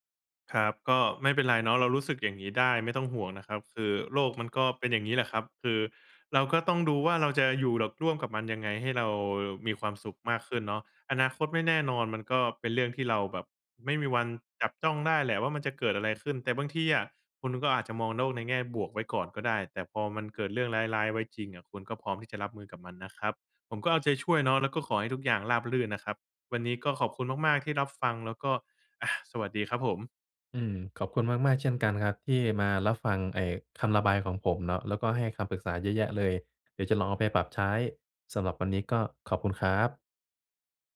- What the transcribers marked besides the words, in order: none
- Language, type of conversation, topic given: Thai, advice, คุณกลัวอนาคตที่ไม่แน่นอนและไม่รู้ว่าจะทำอย่างไรดีใช่ไหม?